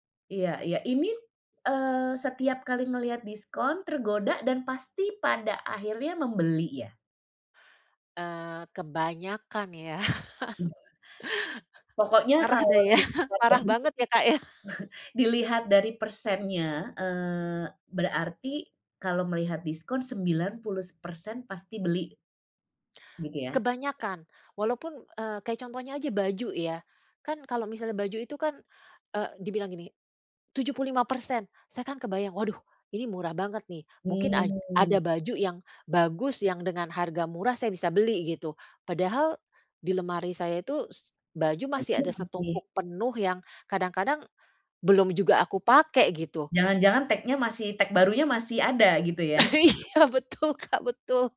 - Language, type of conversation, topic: Indonesian, advice, Mengapa saya selalu tergoda membeli barang diskon padahal sebenarnya tidak membutuhkannya?
- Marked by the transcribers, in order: chuckle; other background noise; chuckle; tapping; laughing while speaking: "Iya, betul, Kak, betul"